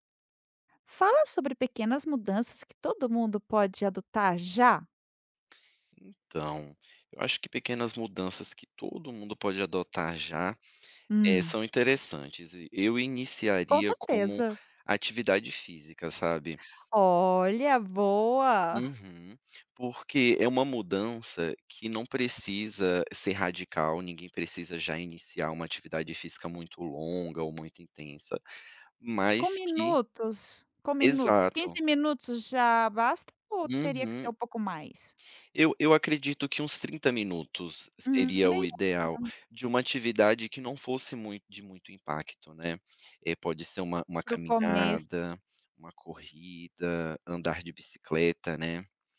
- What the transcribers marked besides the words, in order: unintelligible speech
- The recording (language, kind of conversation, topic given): Portuguese, podcast, Que pequenas mudanças todo mundo pode adotar já?